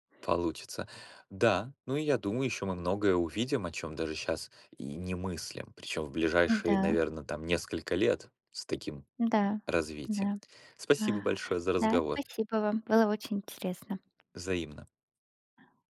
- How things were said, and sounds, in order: other background noise
- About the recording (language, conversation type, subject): Russian, unstructured, Что нового в технологиях тебя больше всего радует?